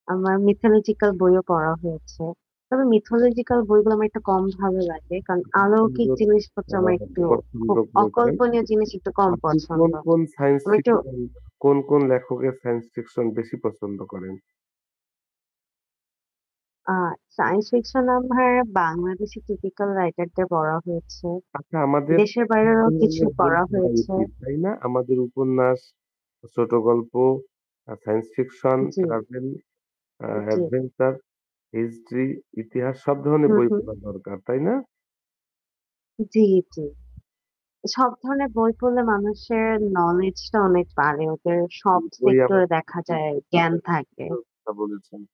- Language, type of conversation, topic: Bengali, unstructured, আপনি কোন ধরনের বই পড়তে সবচেয়ে বেশি পছন্দ করেন?
- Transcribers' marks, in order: static; tapping; mechanical hum; unintelligible speech; distorted speech; other background noise; "অলৌকিক" said as "আলৌকিক"; unintelligible speech